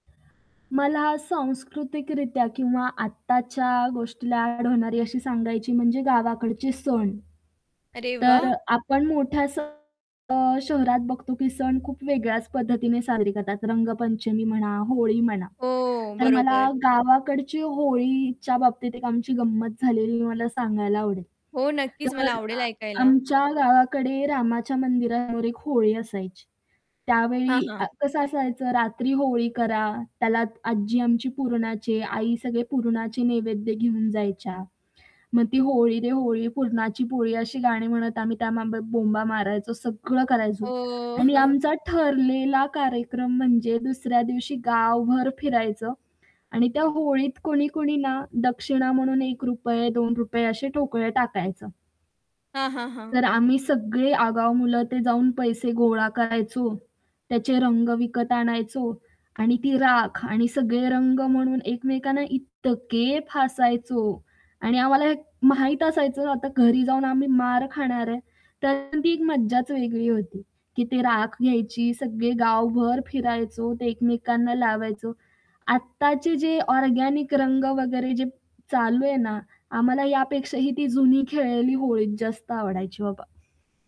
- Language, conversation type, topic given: Marathi, podcast, तुमच्या जवळच्या मंडळींसोबत घालवलेला तुमचा सर्वात आठवणीय अनुभव कोणता आहे?
- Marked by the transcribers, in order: static; distorted speech; unintelligible speech; chuckle; stressed: "इतके"